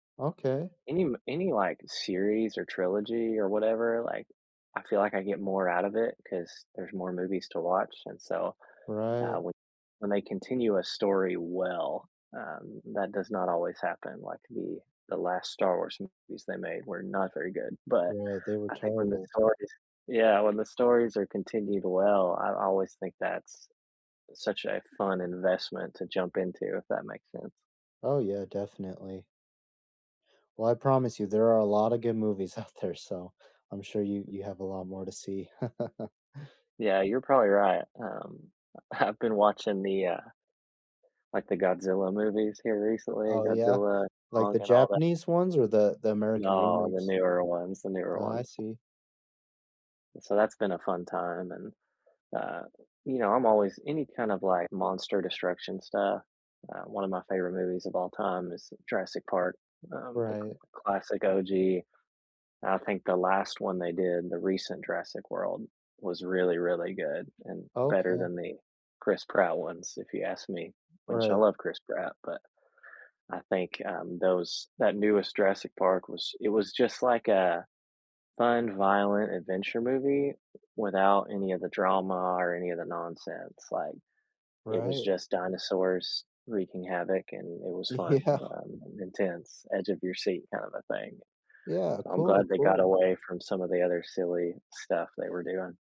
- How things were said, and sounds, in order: laughing while speaking: "out there"; other background noise; chuckle; laughing while speaking: "I've been"; tapping; laughing while speaking: "Yeah"
- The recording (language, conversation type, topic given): English, unstructured, What movie do you rewatch for comfort, and what memories or feelings make it special?